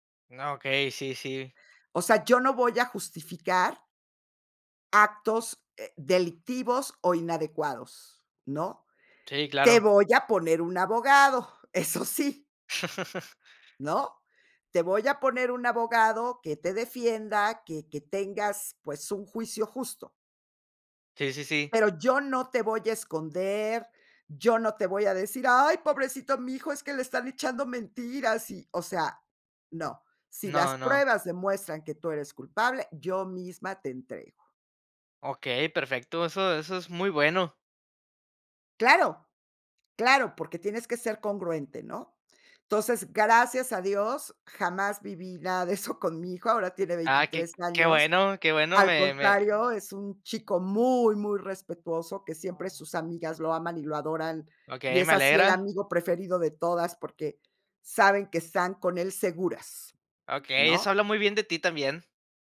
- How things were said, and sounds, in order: chuckle; laugh; laughing while speaking: "de eso"
- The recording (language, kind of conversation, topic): Spanish, podcast, ¿Qué haces para que alguien se sienta entendido?